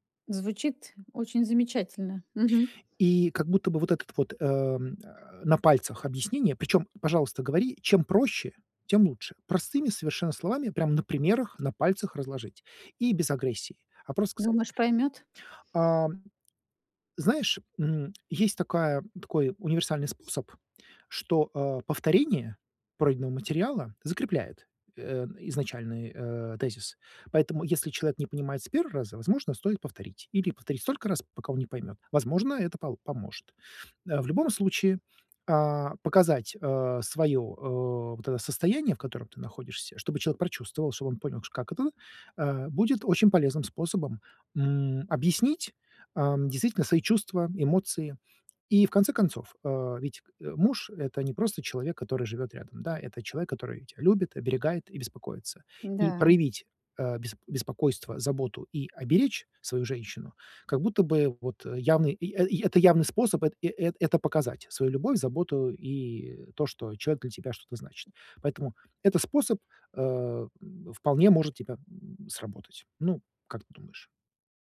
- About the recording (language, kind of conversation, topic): Russian, advice, Как мне лучше совмещать работу и личные увлечения?
- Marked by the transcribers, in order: other background noise